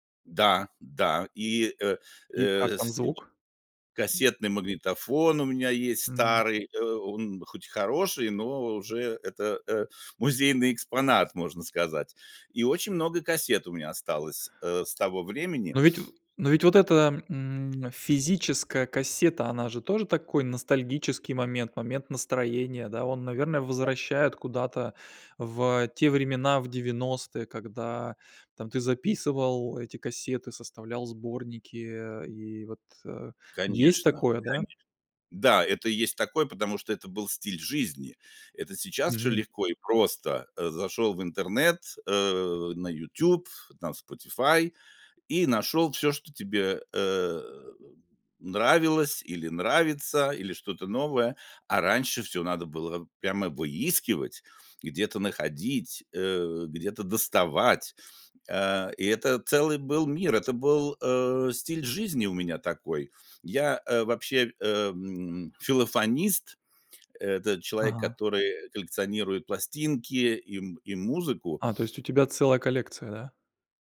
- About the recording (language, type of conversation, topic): Russian, podcast, Какая песня мгновенно поднимает тебе настроение?
- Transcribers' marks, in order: other background noise; unintelligible speech; tapping